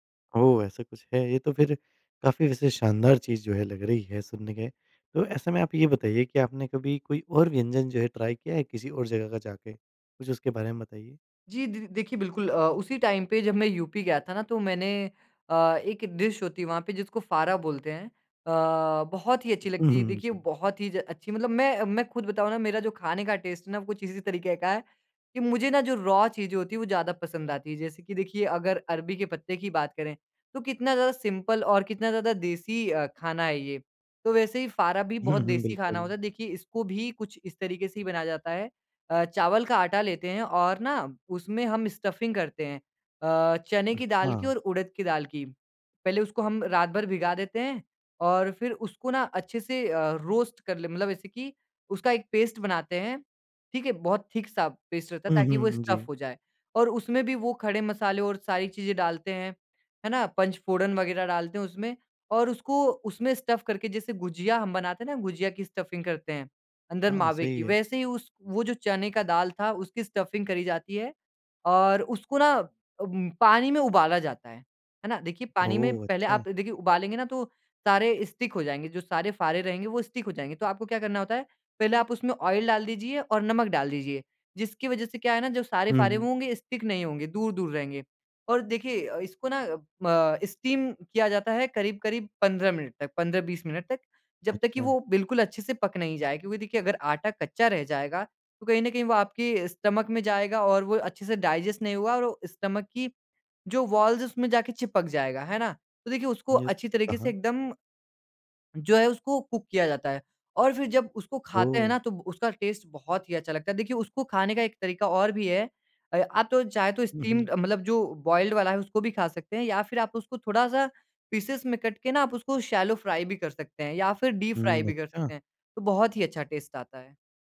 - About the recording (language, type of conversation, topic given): Hindi, podcast, किस जगह का खाना आपके दिल को छू गया?
- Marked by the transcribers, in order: in English: "ट्राई"; in English: "टाइम"; in English: "डिश"; in English: "टेस्ट"; in English: "रॉ"; in English: "सिंपल"; in English: "स्टफ़िंग"; in English: "रोस्ट"; in English: "पेस्ट"; in English: "थिक"; in English: "पेस्ट"; in English: "स्टफ़"; in English: "स्टफ़"; in English: "स्टफ़िंग"; in English: "स्टफ़िंग"; in English: "स्टिक"; in English: "स्टिक"; in English: "ऑयल"; in English: "स्टिक"; in English: "स्टीम"; in English: "स्टमक"; in English: "डाइजेस्ट"; in English: "स्टमक"; in English: "वॉल्स"; unintelligible speech; swallow; in English: "कुक"; in English: "टेस्ट"; in English: "स्टीम्ड"; in English: "बॉयल्ड"; in English: "पीसेज़"; in English: "कट"; in English: "शैलो फ्राई"; in English: "डीप फ्राई"; in English: "टेस्ट"